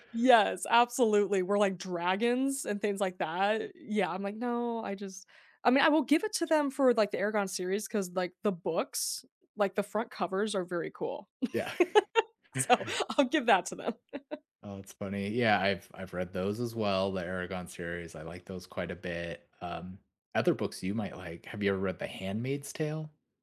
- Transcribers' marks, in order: laughing while speaking: "Yeah"; tapping; laugh; laughing while speaking: "So I'll give that to them"; chuckle
- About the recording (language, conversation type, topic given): English, unstructured, How do you usually choose what to read next, and who or what influences your choices?
- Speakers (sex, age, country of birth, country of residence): female, 30-34, United States, United States; male, 40-44, United States, United States